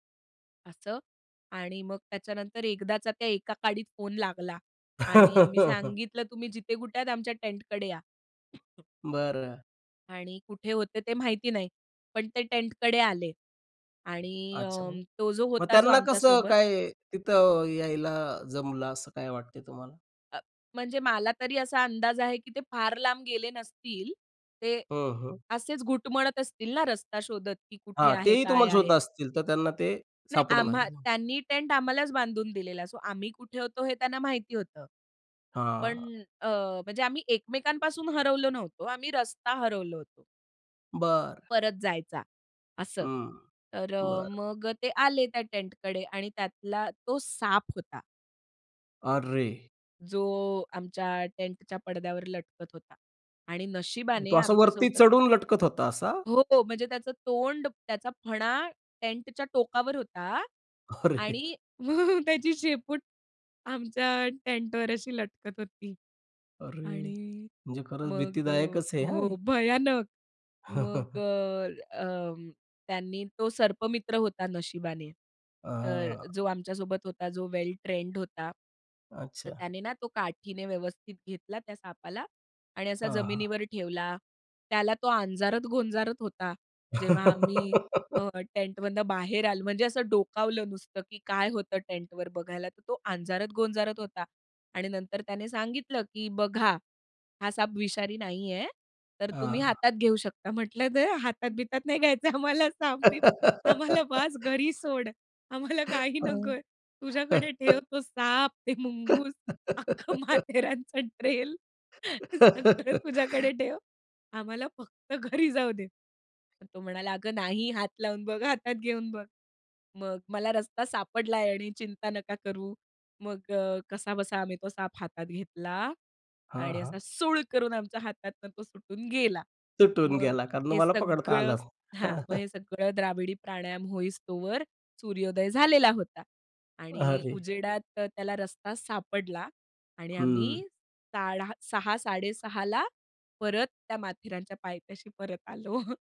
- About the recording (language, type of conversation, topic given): Marathi, podcast, प्रवासात कधी हरवल्याचा अनुभव सांगशील का?
- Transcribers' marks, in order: laugh; cough; in English: "सो"; other noise; laughing while speaking: "अरे!"; chuckle; afraid: "त्याची शेपूट आमच्या टेंटवर अशी लटकत होती आणि मग अ, हो. भयानक!"; tapping; chuckle; drawn out: "अ"; giggle; laughing while speaking: "नाही हातात-बितात नाही घ्यायचं आम्हाला … घरी जाऊ दे"; laugh; chuckle; laugh; laugh; laughing while speaking: "हातात"; chuckle; laughing while speaking: "आलो"